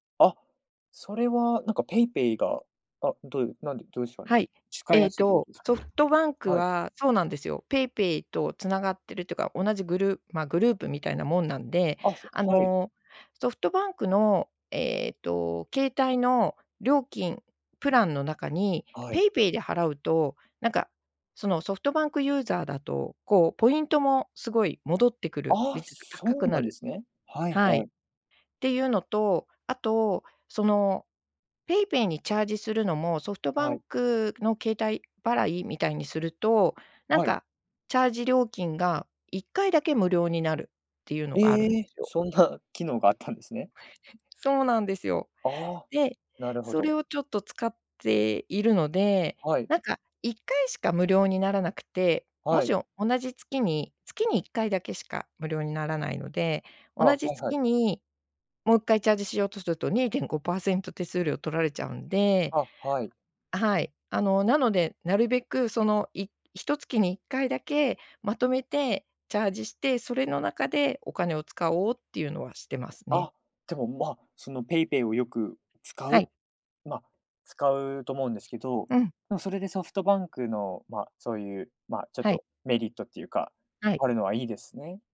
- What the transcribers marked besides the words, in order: none
- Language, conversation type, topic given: Japanese, podcast, キャッシュレス化で日常はどのように変わりましたか？